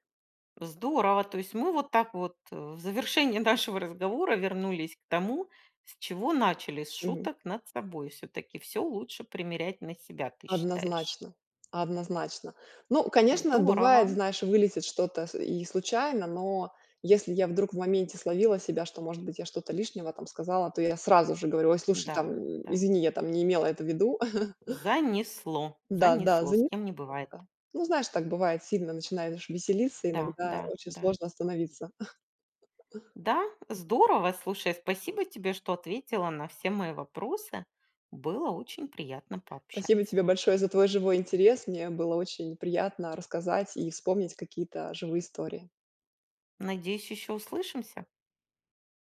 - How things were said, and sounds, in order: chuckle; chuckle
- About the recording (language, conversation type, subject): Russian, podcast, Как вы используете юмор в разговорах?